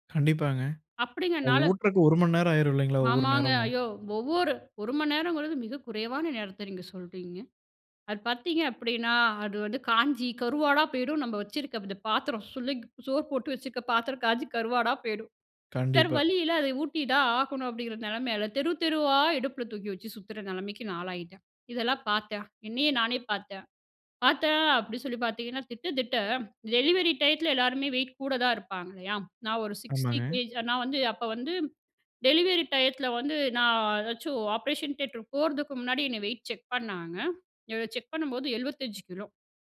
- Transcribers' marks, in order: other background noise; in English: "டெலிவரி"; in English: "ஆப்பரேஷன் தியேட்டர்"; unintelligible speech
- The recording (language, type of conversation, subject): Tamil, podcast, ஒரு குழந்தை பிறந்த பிறகு வாழ்க்கை எப்படி மாறியது?